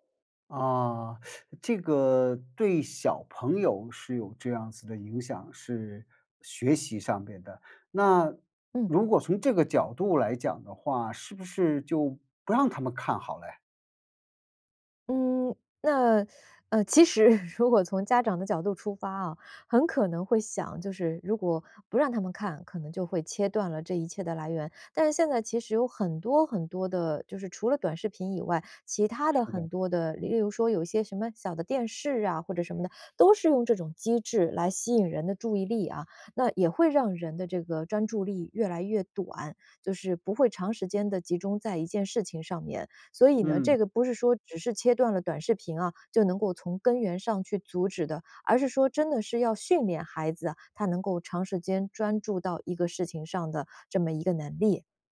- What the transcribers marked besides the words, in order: inhale; laugh; laughing while speaking: "如果从家长"
- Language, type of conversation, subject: Chinese, podcast, 你怎么看短视频对注意力的影响？